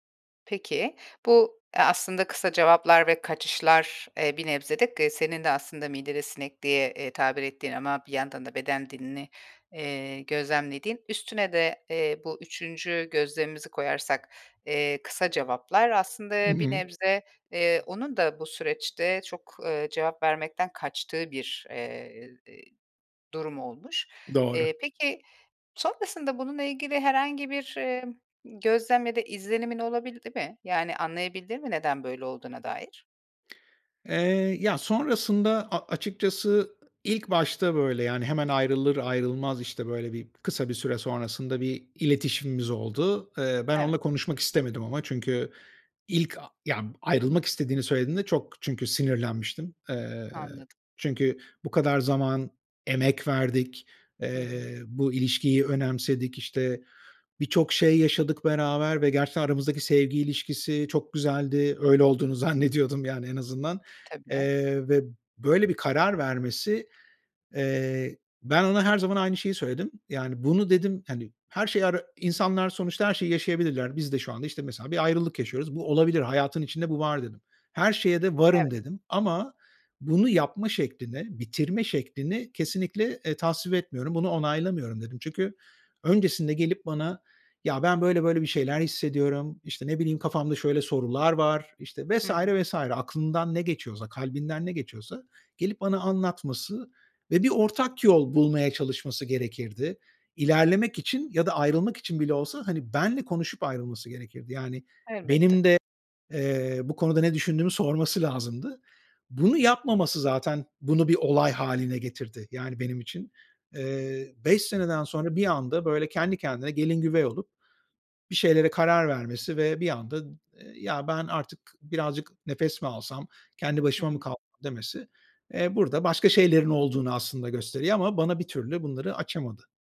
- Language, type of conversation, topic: Turkish, advice, Uzun bir ilişkiden sonra yaşanan ani ayrılığı nasıl anlayıp kabullenebilirim?
- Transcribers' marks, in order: tapping; lip smack; laughing while speaking: "olduğunu zannediyordum"